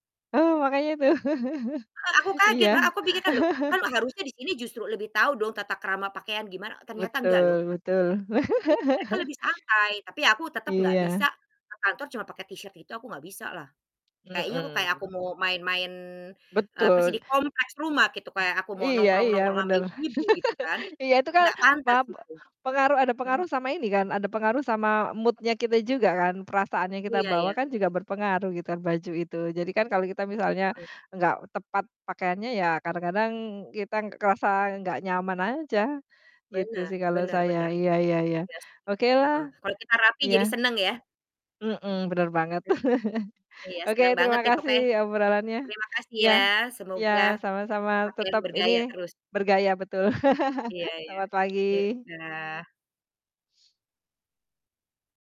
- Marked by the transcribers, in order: chuckle; chuckle; distorted speech; in English: "t-shirt"; tapping; laugh; in English: "mood-nya"; chuckle; laugh
- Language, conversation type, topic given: Indonesian, unstructured, Bagaimana gaya berpakaianmu mencerminkan kepribadianmu?